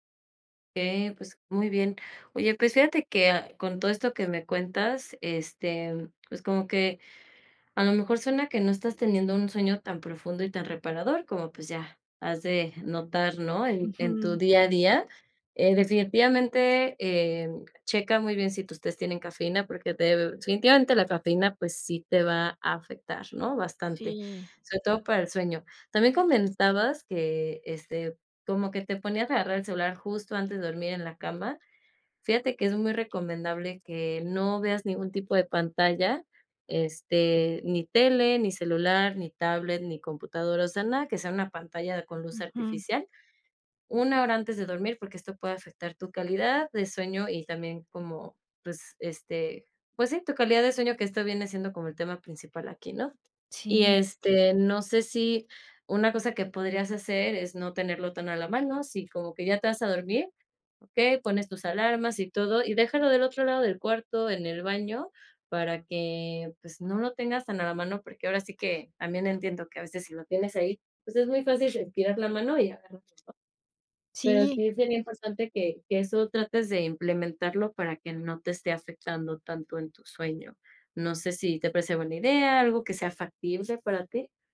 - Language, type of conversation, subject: Spanish, advice, ¿Por qué me despierto cansado aunque duermo muchas horas?
- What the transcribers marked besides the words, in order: other background noise